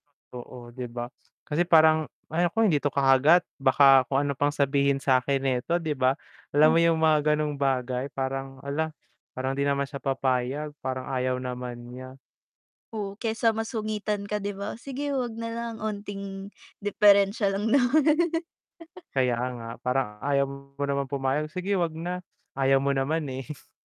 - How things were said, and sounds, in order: sniff; laughing while speaking: "naman"; laugh; distorted speech; chuckle
- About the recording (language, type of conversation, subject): Filipino, unstructured, Paano ka karaniwang nakikipagtawaran sa presyo?